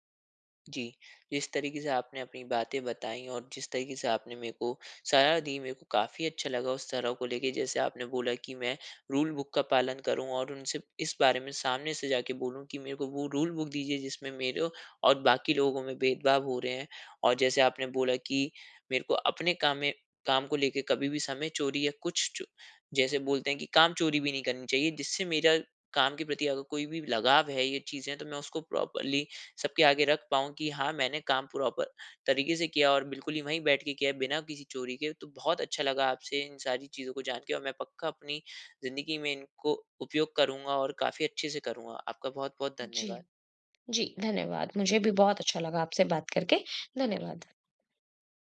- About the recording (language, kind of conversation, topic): Hindi, advice, आपको काम पर अपनी असली पहचान छिपाने से मानसिक थकान कब और कैसे महसूस होती है?
- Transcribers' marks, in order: in English: "रूल बुक"; in English: "रूल बुक"; in English: "प्रॉपरली"; in English: "प्रॉपर"